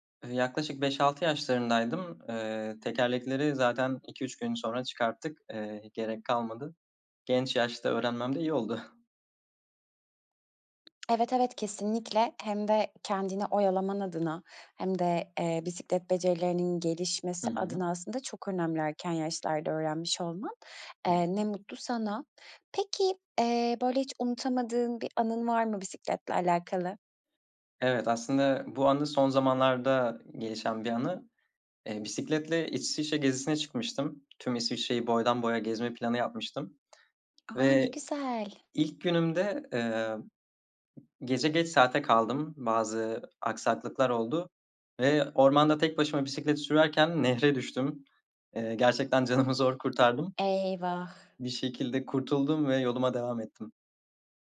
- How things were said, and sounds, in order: chuckle; tapping; unintelligible speech; other background noise
- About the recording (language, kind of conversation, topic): Turkish, podcast, Bisiklet sürmeyi nasıl öğrendin, hatırlıyor musun?